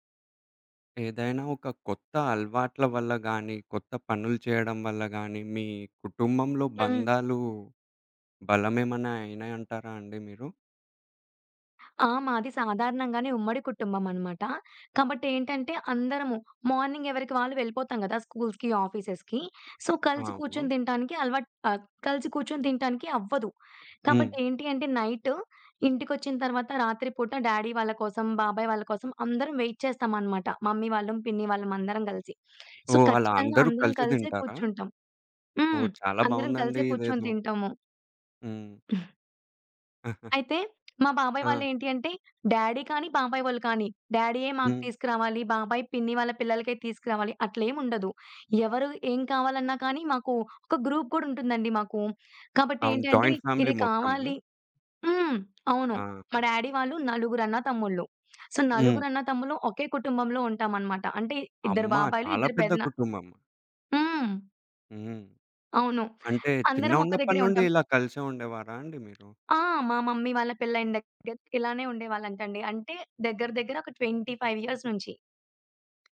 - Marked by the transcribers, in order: in English: "మార్నింగ్"; in English: "స్కూల్స్‌కి, ఆఫీసెస్‌కి. సో"; in English: "డ్యాడీ"; in English: "వెయిట్"; in English: "మమ్మీ"; in English: "సో"; giggle; chuckle; other background noise; in English: "డ్యాడీ"; in English: "డ్యాడీయే"; in English: "గ్రూప్"; in English: "జాయింట్ ఫ్యామిలీ"; in English: "డ్యాడీ"; in English: "సో"; in English: "మమ్మీ"; in English: "ట్వెంటీ ఫైవ్ ఇయర్స్"
- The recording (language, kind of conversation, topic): Telugu, podcast, కుటుంబ బంధాలను బలపరచడానికి పాటించాల్సిన చిన్న అలవాట్లు ఏమిటి?